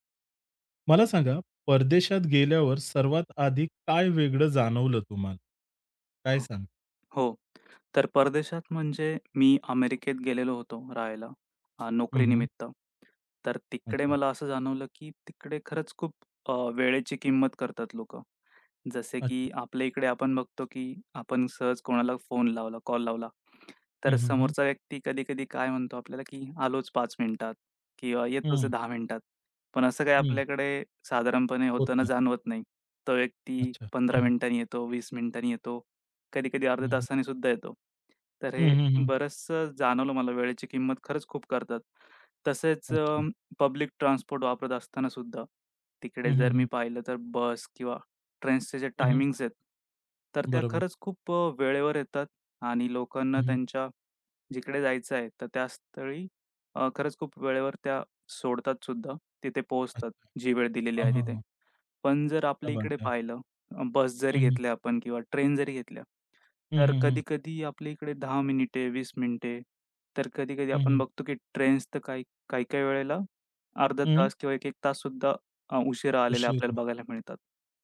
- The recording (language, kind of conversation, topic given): Marathi, podcast, परदेशात लोकांकडून तुम्हाला काय शिकायला मिळालं?
- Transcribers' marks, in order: other background noise; tapping; in English: "पब्लिक ट्रान्सपोर्ट"; in Hindi: "क्या बात है!"